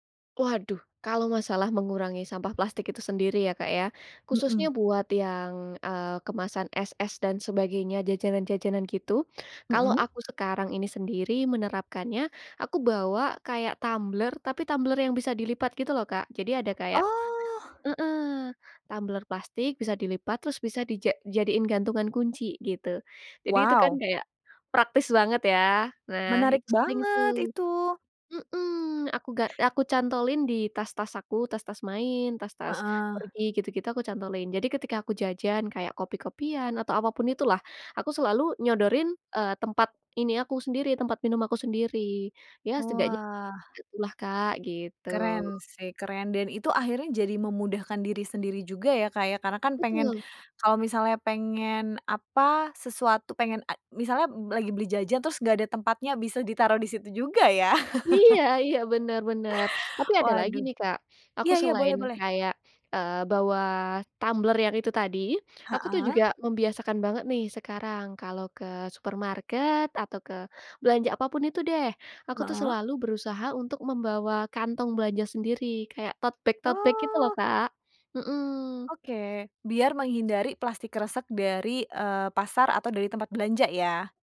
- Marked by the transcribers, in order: tapping; other background noise; drawn out: "Oh"; laughing while speaking: "ya"; chuckle; in English: "totebag-totebag"
- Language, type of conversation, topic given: Indonesian, podcast, Bagaimana cara paling mudah mengurangi sampah plastik sehari-hari?